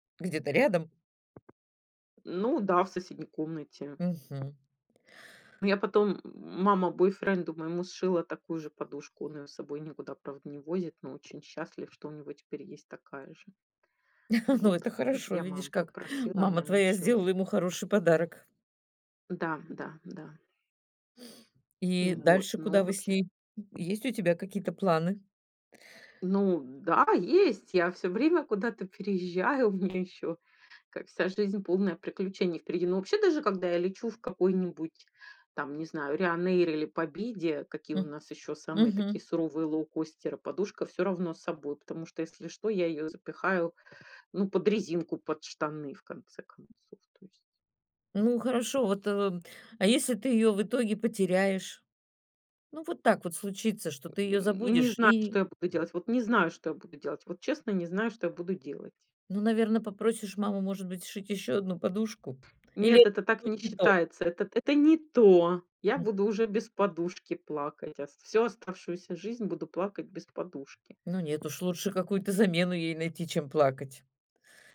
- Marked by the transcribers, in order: tapping; laugh; other background noise
- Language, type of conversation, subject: Russian, podcast, Есть ли у тебя любимая вещь, связанная с интересной историей?